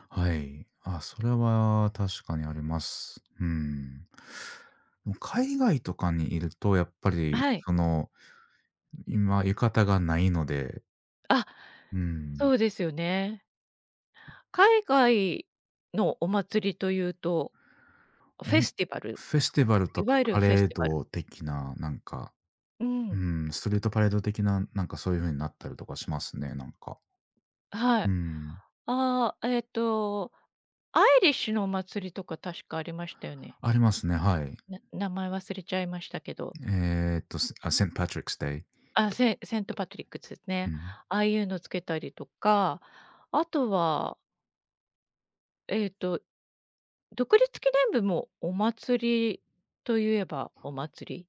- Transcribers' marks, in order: other background noise; put-on voice: "セント・パトリックスデイ"
- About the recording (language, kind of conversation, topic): Japanese, unstructured, お祭りに行くと、どんな気持ちになりますか？